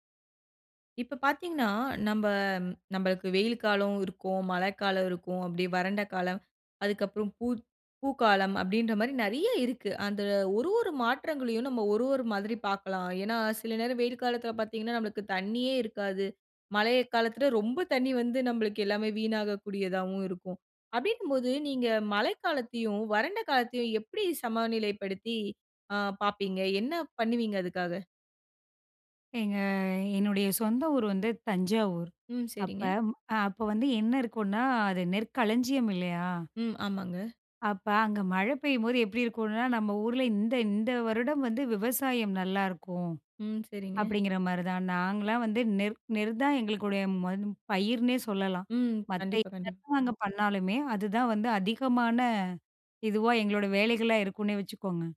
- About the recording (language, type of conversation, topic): Tamil, podcast, மழைக்காலமும் வறண்ட காலமும் நமக்கு சமநிலையை எப்படி கற்பிக்கின்றன?
- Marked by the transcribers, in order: none